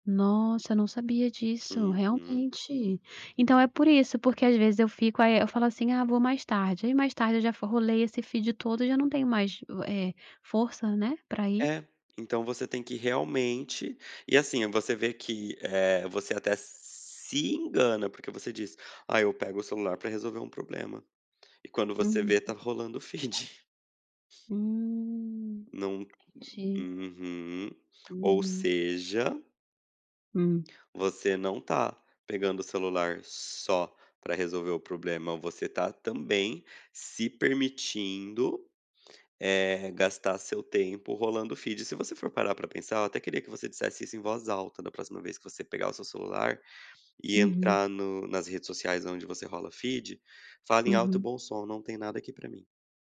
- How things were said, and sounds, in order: in English: "feed"; in English: "feed"; tapping; in English: "feed"; in English: "feed"
- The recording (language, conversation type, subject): Portuguese, advice, Como posso superar a procrastinação e conseguir começar tarefas importantes?